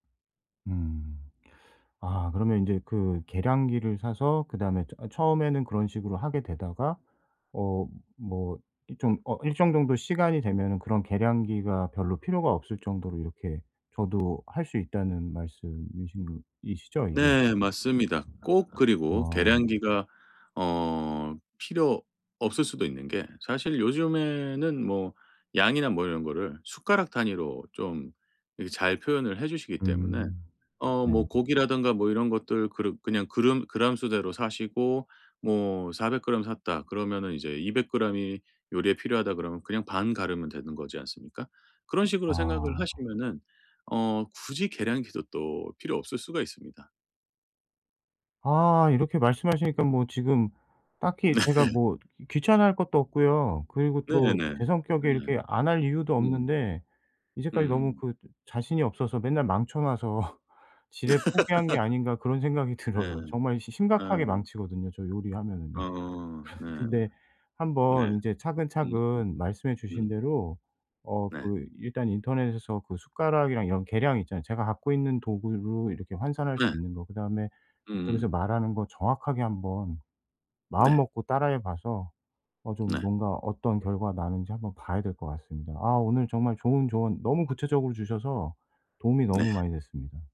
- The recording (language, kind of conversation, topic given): Korean, advice, 요리에 자신감을 기르려면 어떤 작은 습관부터 시작하면 좋을까요?
- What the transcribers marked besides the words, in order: other background noise; tapping; laughing while speaking: "네"; laughing while speaking: "망쳐 놔서"; laugh; laughing while speaking: "들어요"; laughing while speaking: "요리하면은요"; laugh